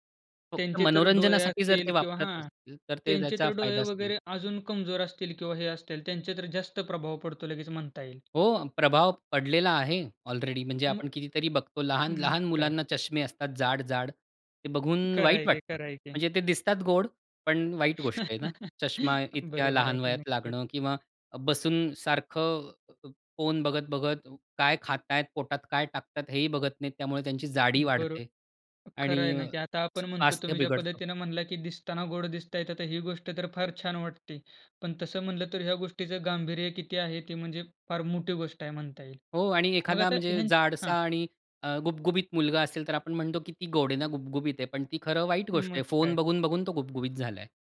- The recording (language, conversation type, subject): Marathi, podcast, स्क्रीन टाइम कमी करण्यासाठी कोणते सोपे उपाय करता येतील?
- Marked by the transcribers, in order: tapping; chuckle